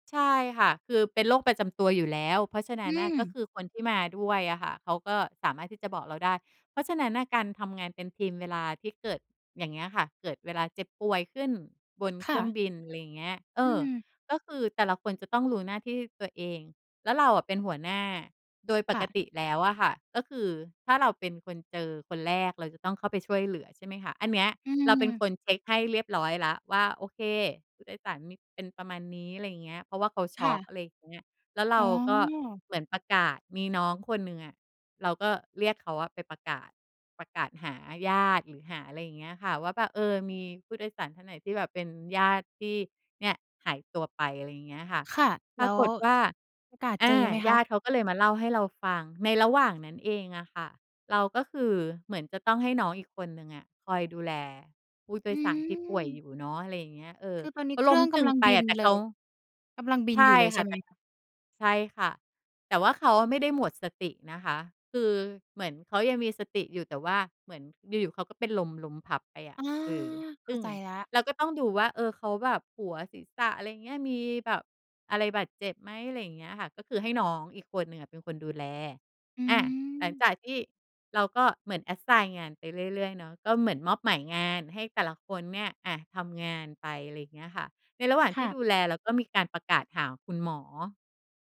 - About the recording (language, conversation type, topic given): Thai, podcast, เล่าประสบการณ์การทำงานเป็นทีมที่คุณภูมิใจหน่อยได้ไหม?
- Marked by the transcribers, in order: in English: "Assign"